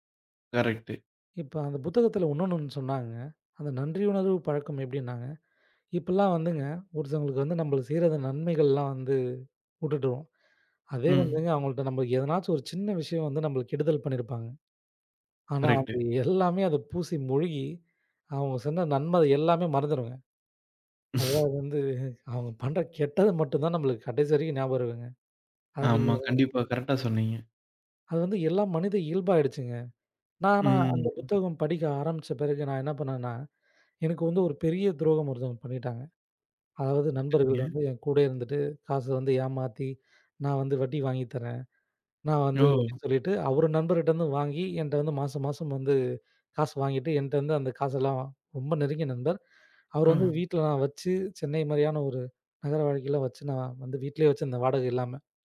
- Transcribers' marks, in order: laughing while speaking: "அது எல்லாமே அது பூசி முழுகி"; laughing while speaking: "அதுதான் வந்து, அவங்க பண்ற கெட்டது மட்டும்தான் நம்மளுக்கு கடைசி வரைக்கும் நியாபகம் இருக்குங்க"; other noise; drawn out: "ம்"
- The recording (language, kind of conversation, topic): Tamil, podcast, நாள்தோறும் நன்றியுணர்வு பழக்கத்தை நீங்கள் எப்படி உருவாக்கினீர்கள்?